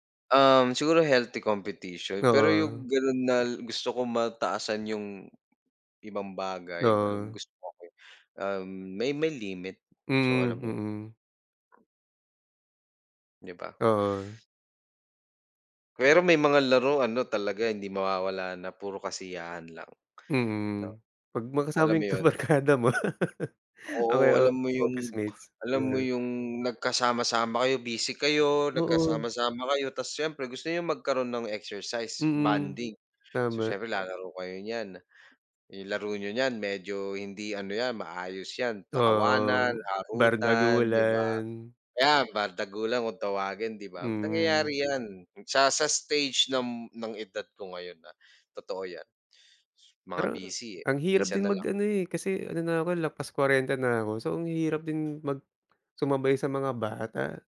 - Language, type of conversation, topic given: Filipino, unstructured, Ano ang pinakamasayang bahagi ng paglalaro ng isports para sa’yo?
- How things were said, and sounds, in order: in English: "healthy competition"; other background noise; laughing while speaking: "kabarkada mo"; chuckle